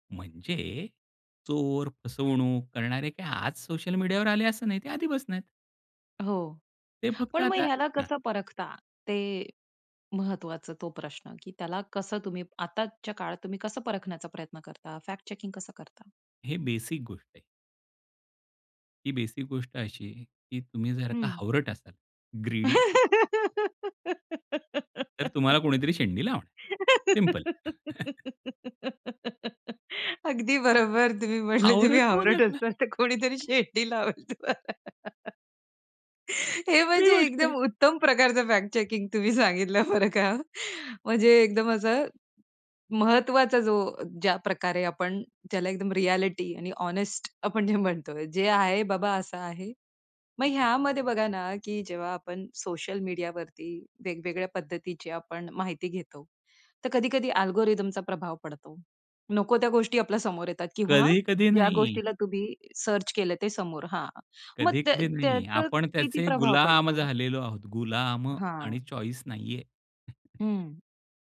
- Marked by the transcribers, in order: in English: "सोशल मीडियावर"; lip smack; in Hindi: "परखता?"; in Hindi: "परखण्याचा"; in English: "फॅक्ट चेकिंग"; in English: "बेसिक"; in English: "बेसिक"; in English: "ग्रीडी"; whoop; laughing while speaking: "अगदी बरोबर. तुम्ही म्हटले, तुम्ही … म्हणजे एकदम असं"; in English: "सिंपल"; chuckle; in English: "फॅक्ट चेकिंग"; tapping; in English: "रिएलिटी"; in English: "हॉनेस्ट"; in English: "अल्गोरिथमचा"; in English: "सर्च"; drawn out: "गुलाम"; stressed: "गुलाम"; in English: "चॉईस"; chuckle
- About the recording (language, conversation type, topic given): Marathi, podcast, सोशल मीडियाने माहिती घेण्याची पद्धत कशी बदलली?